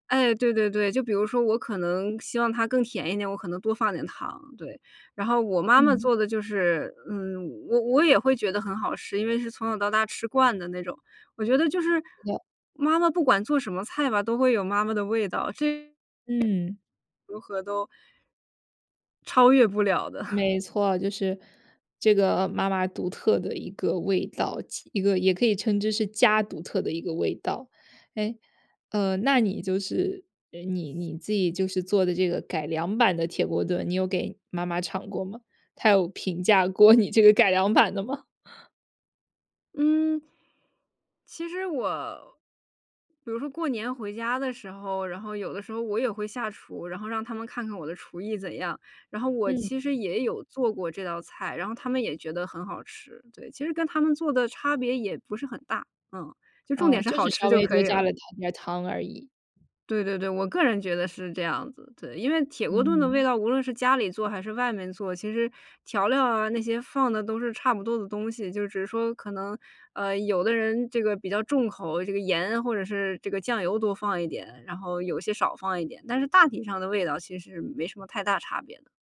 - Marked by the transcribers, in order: chuckle; laughing while speaking: "你这个改良版的吗？"; laugh; laughing while speaking: "好吃就可以了"
- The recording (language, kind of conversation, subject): Chinese, podcast, 家里哪道菜最能让你瞬间安心，为什么？